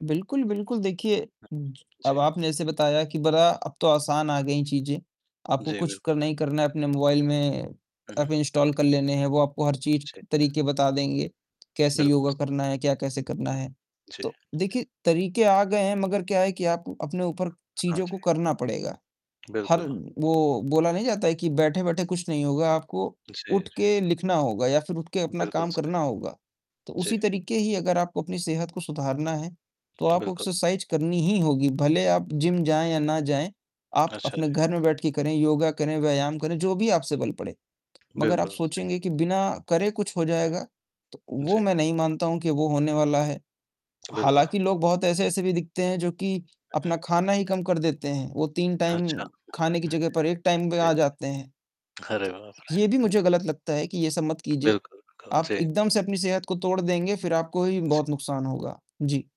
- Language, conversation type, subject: Hindi, unstructured, क्या मोटापा आज के समय की सबसे बड़ी स्वास्थ्य चुनौती है?
- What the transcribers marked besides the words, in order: distorted speech; in English: "इंस्टॉल"; tapping; in English: "एक्सरसाइज़"; in English: "टाइम"; in English: "टाइम"